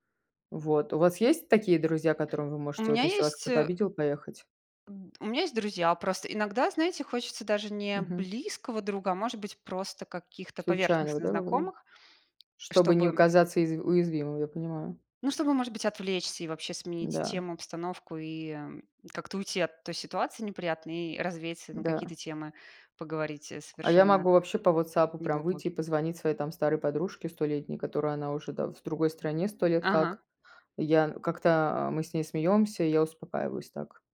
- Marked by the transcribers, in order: unintelligible speech; tapping
- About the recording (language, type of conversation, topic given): Russian, unstructured, Как справиться с ситуацией, когда кто-то вас обидел?